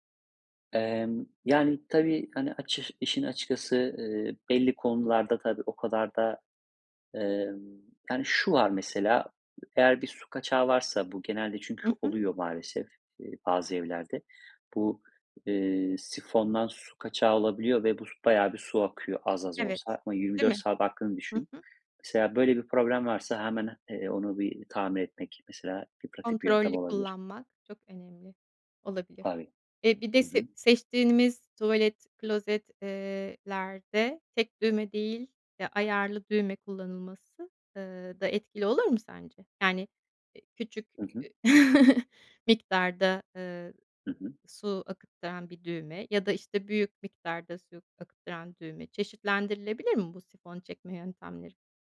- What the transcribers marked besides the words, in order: tapping; chuckle
- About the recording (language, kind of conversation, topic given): Turkish, podcast, Su tasarrufu için pratik önerilerin var mı?